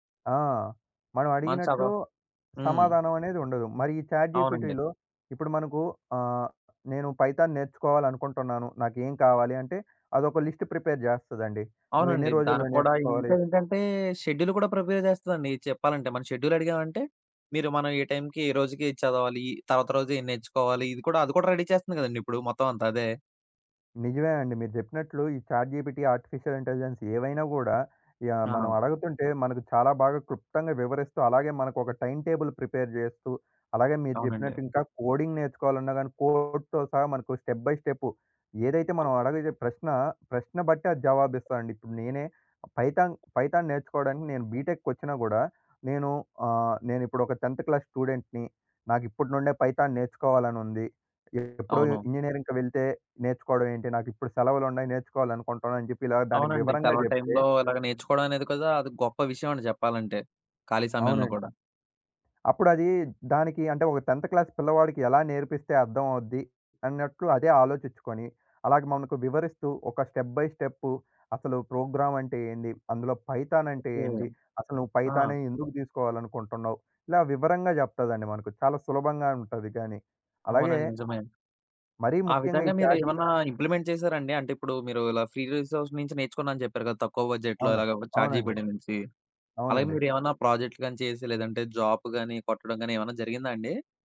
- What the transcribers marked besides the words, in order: in English: "చాట్‌జీపీటీలో"; in English: "పైథాన్"; in English: "లిస్ట్ ప్రిపేర్"; other background noise; in English: "షెడ్యూల్"; in English: "ప్రిపేర్"; in English: "రెడీ"; in English: "చాట్ జీపీటీ, ఆర్టిఫిషియల్ ఇంటెలిజెన్స్"; in English: "టైమ్‌టేబుల్ ప్రిపేర్"; in English: "కోడింగ్"; in English: "కోడ్‌తో"; in English: "స్టెప్ బై స్టెప్"; in English: "పైథాన్, పైథాన్"; in English: "బీటెక్‌కి"; in English: "టెన్త్ క్లాస్ స్టూడెంట్‌ని"; in English: "పైథాన్"; in English: "ఇంజినీరింగ్‌కి"; in English: "టెన్త్ క్లాస్"; in English: "స్టెప్ బై స్టెప్"; in English: "ప్రోగ్రామ్"; in English: "పైథాన్"; tapping; in English: "ఇంప్లిమెంట్"; in English: "చాట్"; in English: "ఫ్రీ రిసోర్సెస్"; in English: "బడ్జెట్‌లో"; in English: "చాట్ జీపీటీ"; in English: "జాబ్"
- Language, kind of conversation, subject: Telugu, podcast, పరిమిత బడ్జెట్‌లో ఒక నైపుణ్యాన్ని ఎలా నేర్చుకుంటారు?